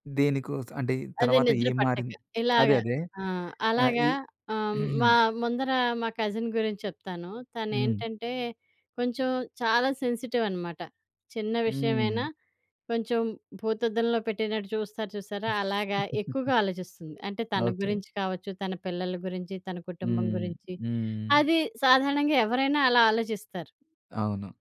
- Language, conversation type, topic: Telugu, podcast, రాత్రి బాగా నిద్ర పట్టేందుకు మీరు సాధారణంగా ఏ విధానాలు పాటిస్తారు?
- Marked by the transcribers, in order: tapping; in English: "కజిన్"; throat clearing; in English: "సెన్సిటివ్"; other background noise; laugh; other noise